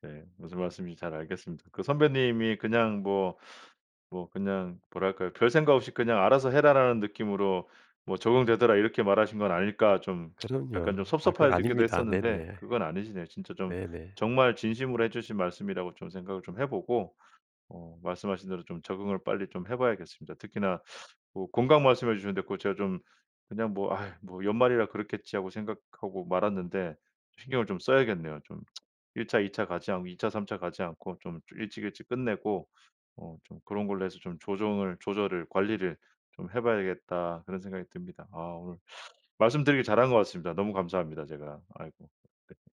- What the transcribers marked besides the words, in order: tsk; teeth sucking; tsk; laugh
- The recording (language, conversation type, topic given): Korean, advice, 직장에서 과중한 업무로 계속 지치고 불안한 상태를 어떻게 해결하면 좋을까요?